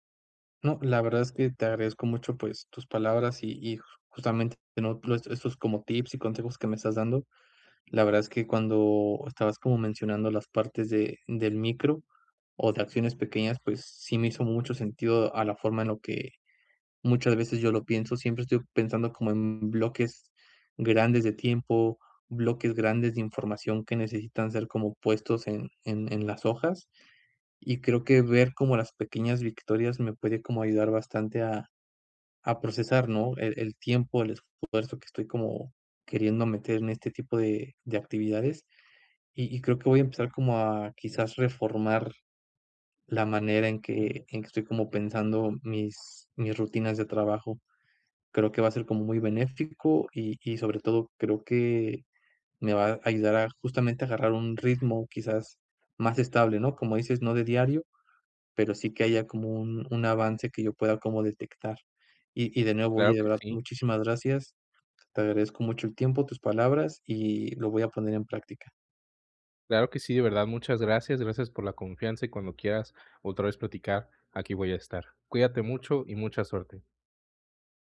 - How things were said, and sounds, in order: other background noise
- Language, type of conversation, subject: Spanish, advice, ¿Cómo puedo alinear mis acciones diarias con mis metas?